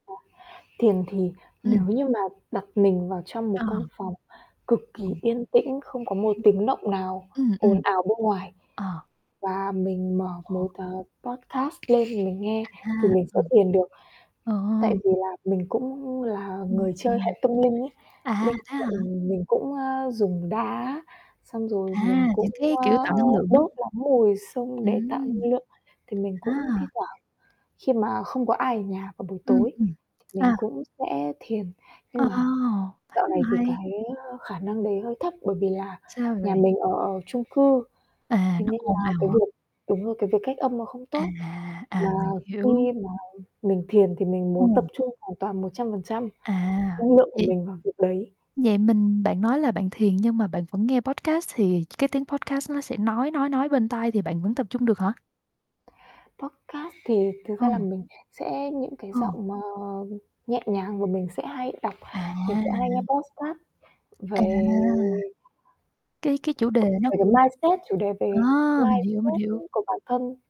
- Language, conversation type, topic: Vietnamese, unstructured, Bạn thường làm gì khi cảm thấy căng thẳng?
- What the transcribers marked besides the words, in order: static; distorted speech; other background noise; unintelligible speech; in English: "podcast"; tapping; in English: "podcast"; in English: "podcast"; in English: "Podcast"; in English: "podcast"; drawn out: "về"; unintelligible speech; in English: "mindset"; in English: "mindset"; unintelligible speech